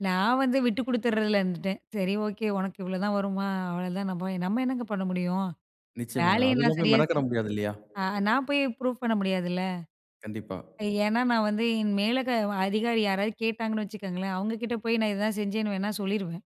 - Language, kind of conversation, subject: Tamil, podcast, விமர்சனங்களை நீங்கள் எப்படி எதிர்கொள்கிறீர்கள்?
- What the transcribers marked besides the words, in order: in English: "ப்ரூஃப்"